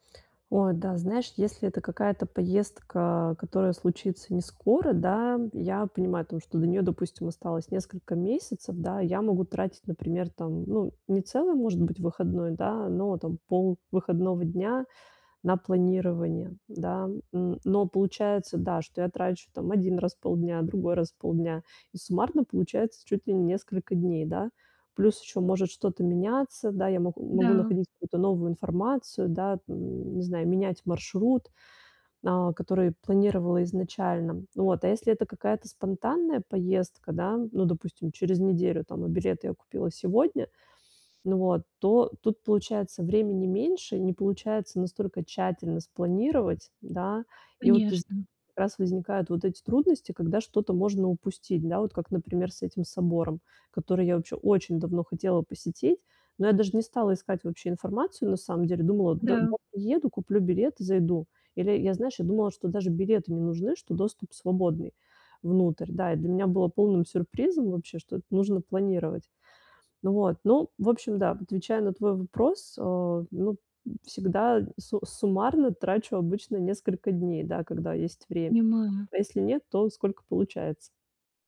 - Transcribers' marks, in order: other background noise; unintelligible speech
- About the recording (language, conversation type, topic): Russian, advice, Как лучше планировать поездки, чтобы не терять время?